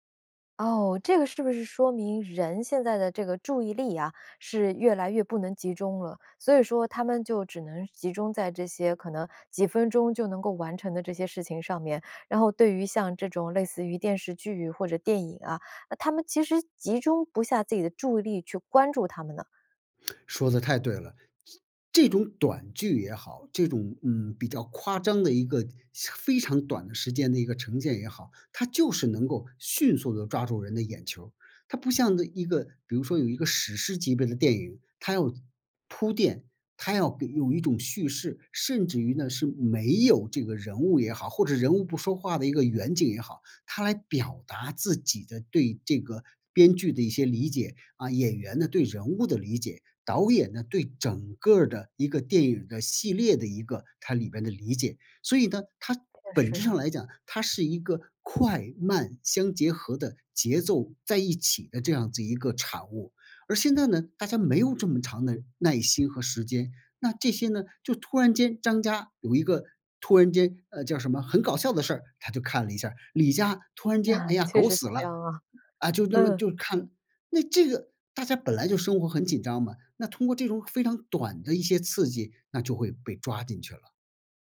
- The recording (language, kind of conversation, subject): Chinese, podcast, 你觉得追剧和看电影哪个更上瘾？
- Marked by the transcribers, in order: lip smack; laughing while speaking: "啊，确实是这样啊，嗯"